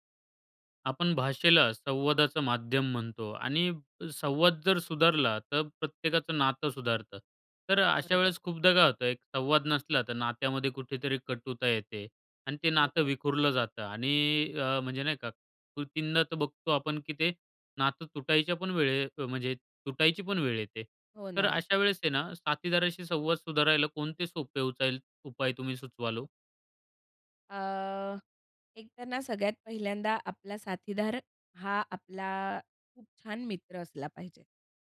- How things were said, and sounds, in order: none
- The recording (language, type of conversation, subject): Marathi, podcast, साथीदाराशी संवाद सुधारण्यासाठी कोणते सोपे उपाय सुचवाल?
- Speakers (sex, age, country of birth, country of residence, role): female, 30-34, India, India, guest; male, 25-29, India, India, host